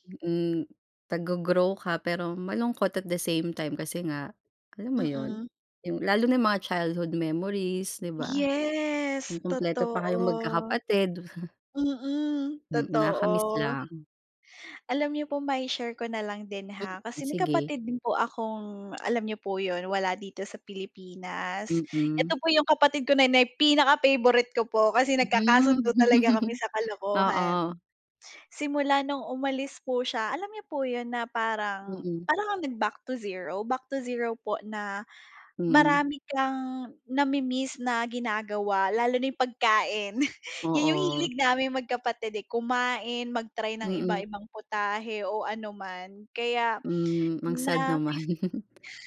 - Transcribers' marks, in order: chuckle; laugh
- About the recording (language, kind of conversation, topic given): Filipino, unstructured, Ano ang pinaka-memorable mong kainan kasama ang pamilya?